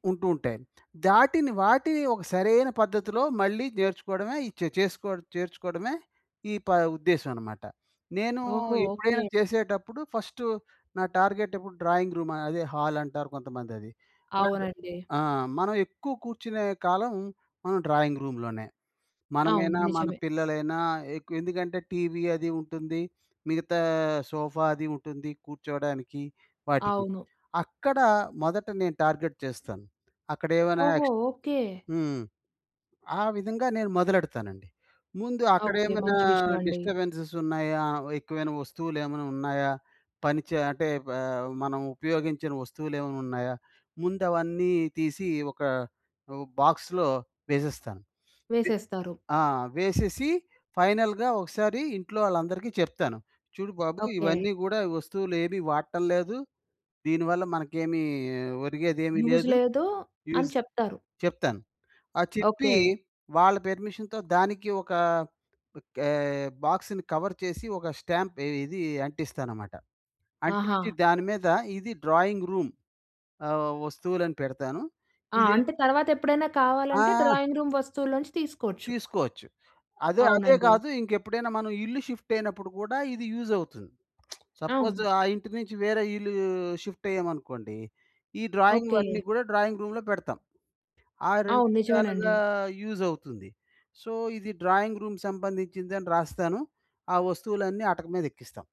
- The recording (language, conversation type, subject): Telugu, podcast, మీ ఇంటిని మరింత సుఖంగా మార్చుకోవడానికి మీరు చేసే అత్యంత ముఖ్యమైన పని ఏమిటి?
- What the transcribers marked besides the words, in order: in English: "డ్రాయింగ్ రూమ్"; in English: "అండ్"; tapping; in English: "డ్రాయింగ్"; in English: "సోఫా"; in English: "టార్గెట్"; in English: "బాక్స్‌లో"; other noise; in English: "ఫైనల్‌గా"; in English: "యూజ్"; in English: "యూజ్"; "చెప్పీ" said as "చిప్పీ"; in English: "బాక్స్‌ని కవర్"; in English: "స్టాంప్"; in English: "డ్రాయింగ్ రూమ్"; in English: "డ్రాయింగ్ రూమ్"; lip smack; in English: "సపోజ్"; in English: "డ్రాయింగ్"; in English: "డ్రాయింగ్ రూమ్‌లో"; in English: "సో"; in English: "డ్రాయింగ్ రూమ్"